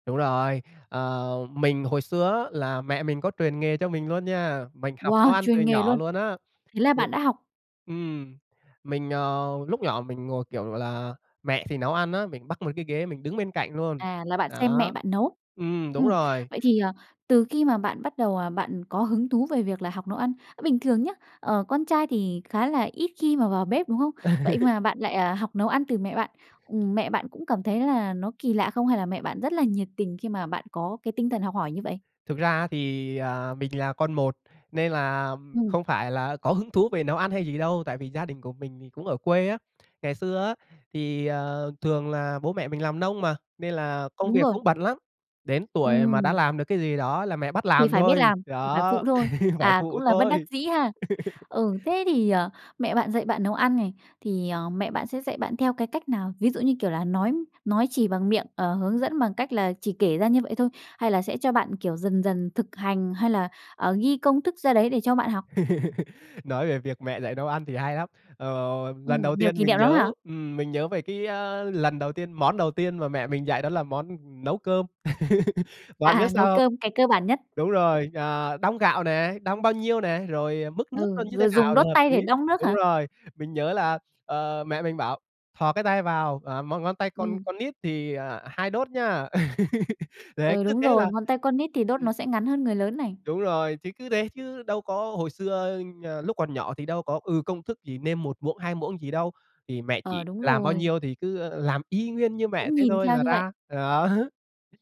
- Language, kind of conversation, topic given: Vietnamese, podcast, Gia đình bạn truyền bí quyết nấu ăn cho con cháu như thế nào?
- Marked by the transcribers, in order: other background noise; laugh; tapping; laugh; laugh; laugh; laugh